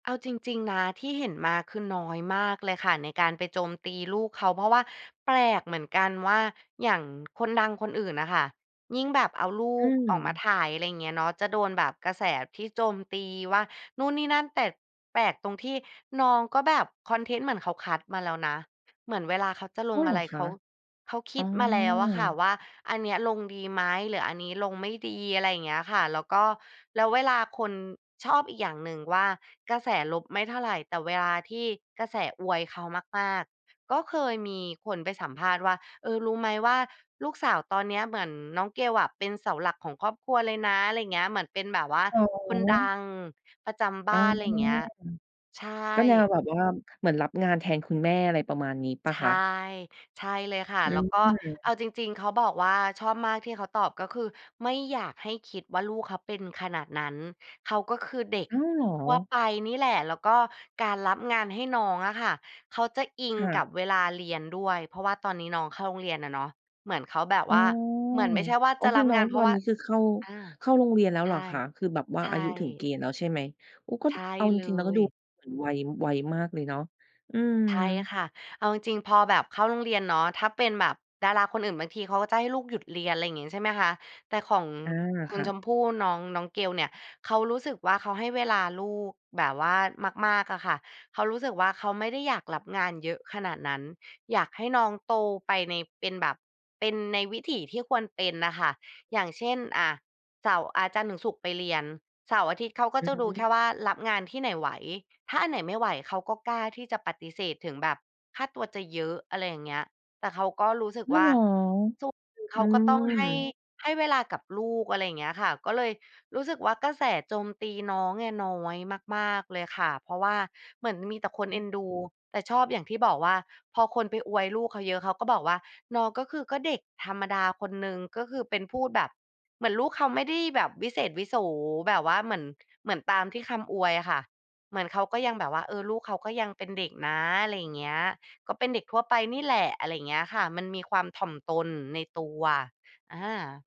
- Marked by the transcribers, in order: background speech; tapping
- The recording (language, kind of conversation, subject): Thai, podcast, เราควรเลือกติดตามคนดังอย่างไรให้ส่งผลดีต่อชีวิต?